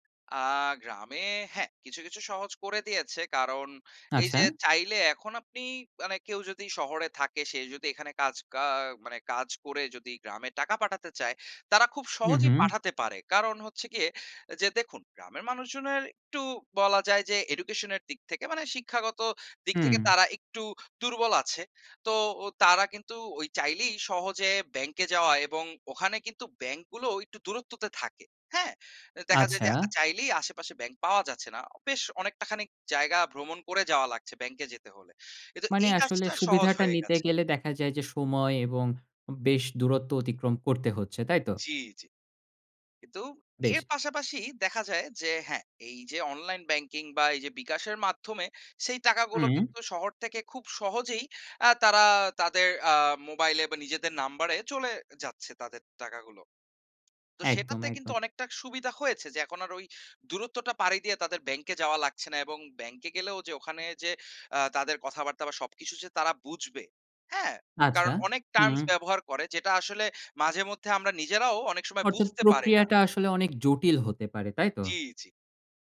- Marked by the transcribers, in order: tapping; "অনেকটা" said as "অনেকটাক"; in English: "terms"
- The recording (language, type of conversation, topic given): Bengali, podcast, বাংলাদেশে মোবাইল ব্যাংকিং ব্যবহার করে আপনার অভিজ্ঞতা কেমন?